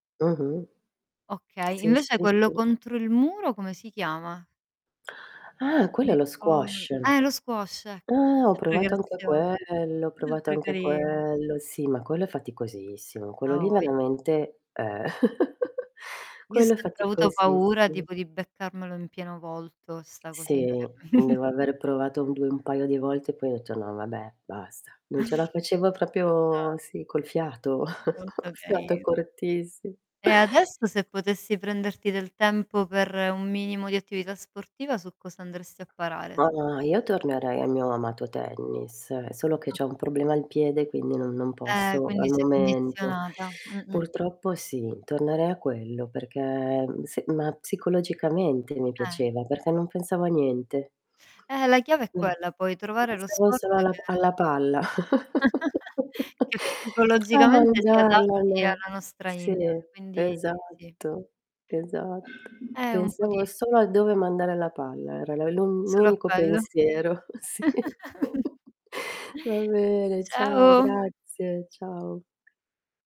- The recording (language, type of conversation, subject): Italian, unstructured, In che modo lo sport ti ha aiutato a crescere?
- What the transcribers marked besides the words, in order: tapping; distorted speech; other background noise; drawn out: "quello"; unintelligible speech; drawn out: "quello"; chuckle; giggle; chuckle; "proprio" said as "propio"; chuckle; chuckle; chuckle; unintelligible speech; giggle; chuckle; laughing while speaking: "Sì"; chuckle